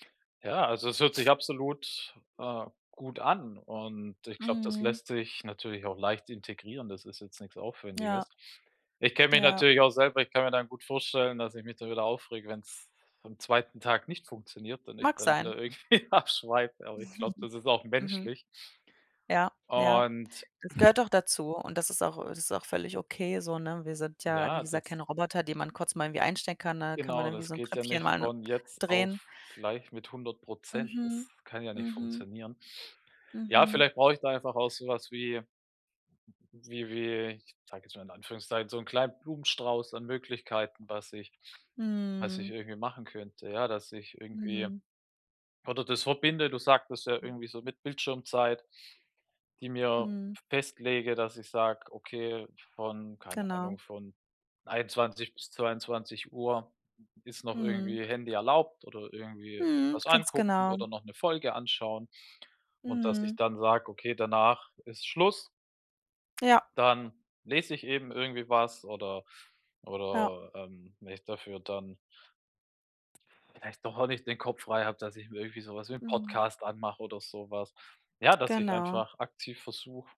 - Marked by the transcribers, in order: other background noise; laughing while speaking: "irgendwie"; chuckle
- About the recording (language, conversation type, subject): German, advice, Wie kann ich meine Bildschirmzeit am Abend reduzieren, damit ich besser einschlafen kann?